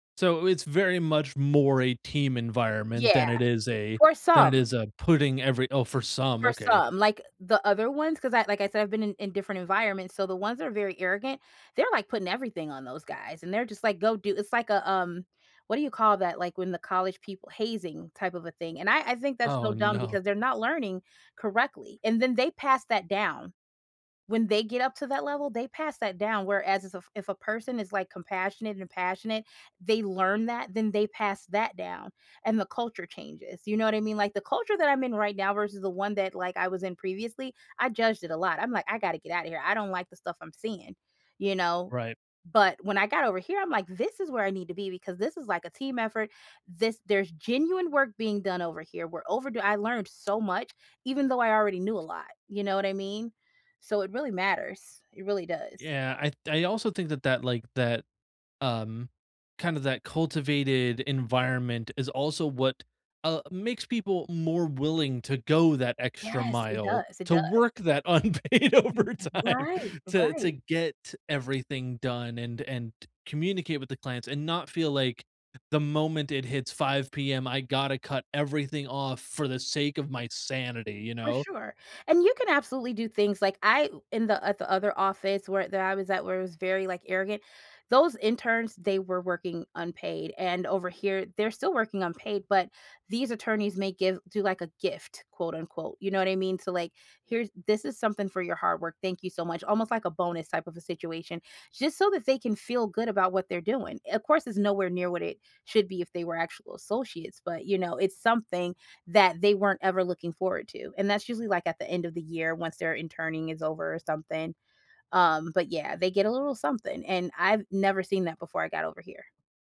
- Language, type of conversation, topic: English, unstructured, How do you feel about being expected to work unpaid overtime?
- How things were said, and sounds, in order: other background noise; tapping; laughing while speaking: "unpaid overtime"; chuckle